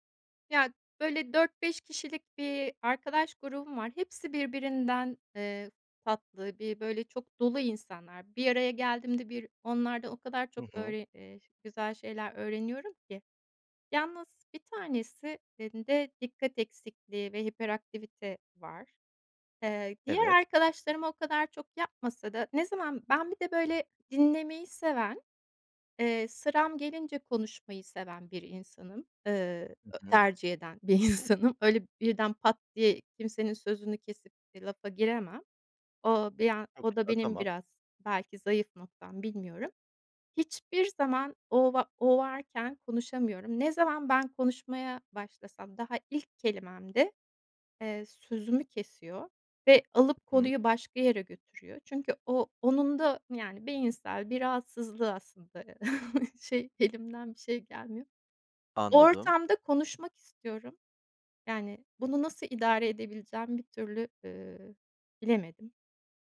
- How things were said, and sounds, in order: other background noise; laughing while speaking: "bir insanım"; chuckle
- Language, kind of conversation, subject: Turkish, advice, Aile ve arkadaş beklentileri yüzünden hayır diyememek